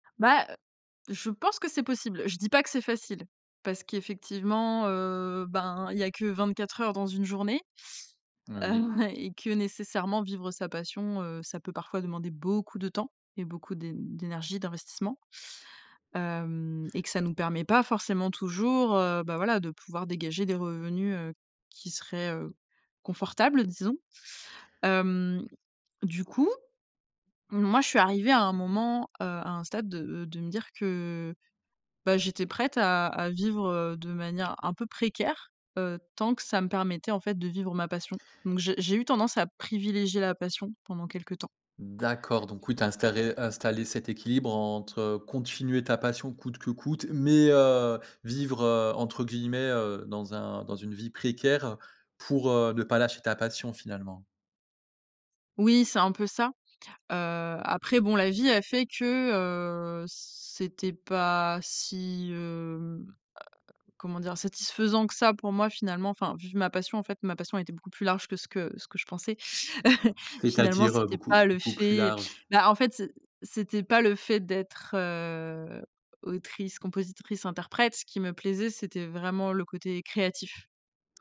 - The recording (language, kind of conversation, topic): French, podcast, Comment choisis-tu entre suivre ta passion et chercher un bon salaire ?
- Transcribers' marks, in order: laughing while speaking: "ouais"; stressed: "beaucoup"; "installé-" said as "instaré"; drawn out: "heu"; chuckle